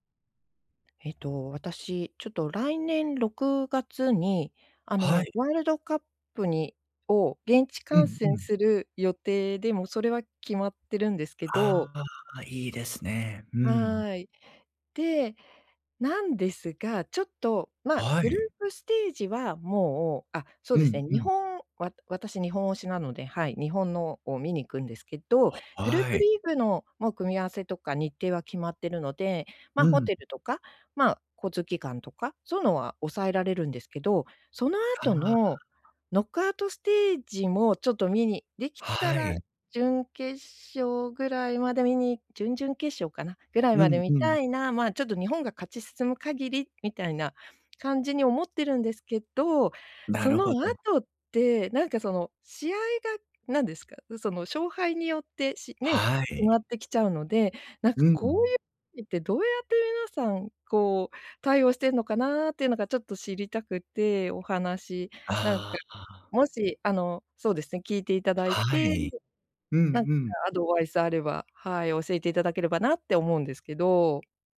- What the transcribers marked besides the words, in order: none
- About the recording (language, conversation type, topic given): Japanese, advice, 旅行の予定が急に変わったとき、どう対応すればよいですか？